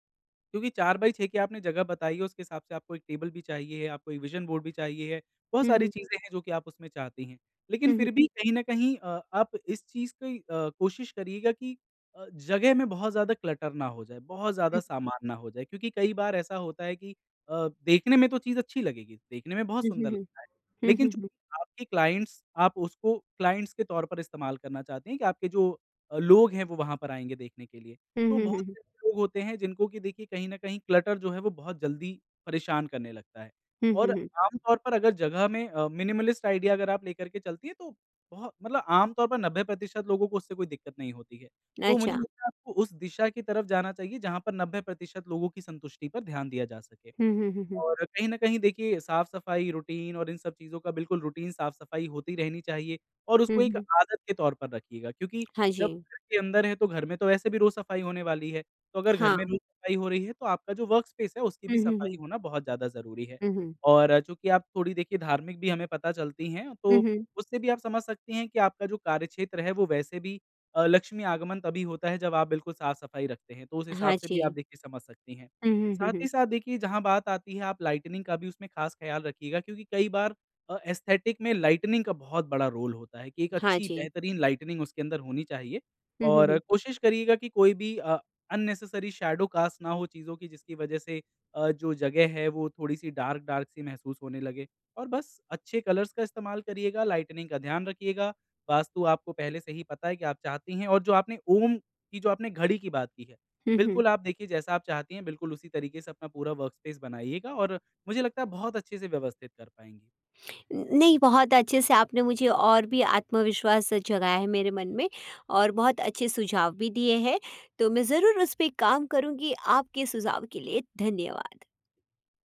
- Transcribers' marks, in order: in English: "टेबल"; in English: "विजन बोर्ड"; in English: "क्लटर"; in English: "क्लाइंट्स"; in English: "क्लाइंट्स"; in English: "क्लटर"; in English: "मिनिमलिस्ट आईडिया"; in English: "रूटीन"; in English: "रूटीन"; in English: "वर्कस्पेस"; in English: "लाइटनिंग"; in English: "एस्थेटिक"; in English: "लाइटनिंग"; in English: "रोल"; in English: "लाइटनिंग"; in English: "अननेसेसरी शैडो कास्ट"; in English: "डार्क-डार्क"; in English: "कलर्स"; in English: "लाइटनिंग"; in English: "वर्कपेस"
- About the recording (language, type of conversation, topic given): Hindi, advice, मैं अपने रचनात्मक कार्यस्थल को बेहतर तरीके से कैसे व्यवस्थित करूँ?